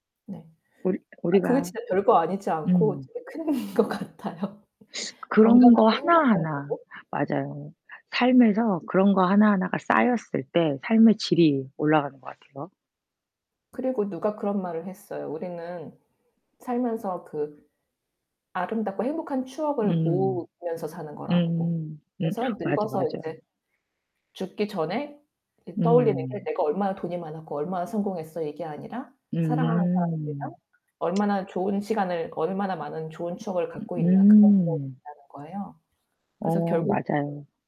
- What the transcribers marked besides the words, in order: distorted speech; other background noise; teeth sucking; laughing while speaking: "큰 것 같아요"; tapping; unintelligible speech
- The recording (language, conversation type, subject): Korean, unstructured, 돈이 많으면 정말 행복할까요?